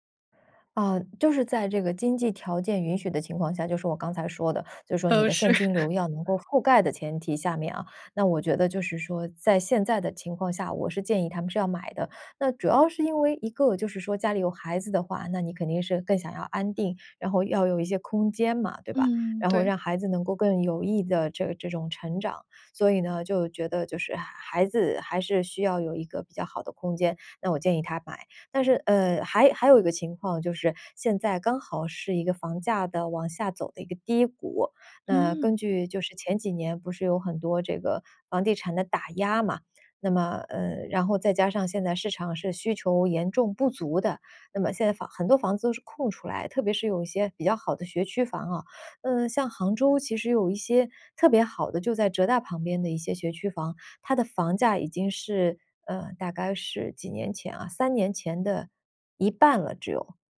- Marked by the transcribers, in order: laughing while speaking: "是"; laugh
- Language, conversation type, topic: Chinese, podcast, 你该如何决定是买房还是继续租房？